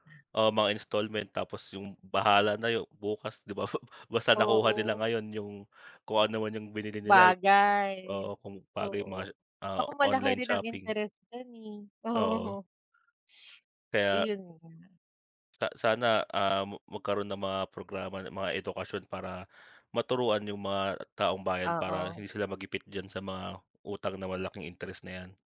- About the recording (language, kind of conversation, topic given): Filipino, unstructured, Ano ang masasabi mo sa mga taong nagpapautang na may napakataas na interes?
- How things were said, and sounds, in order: in English: "installment"; chuckle; tapping; other background noise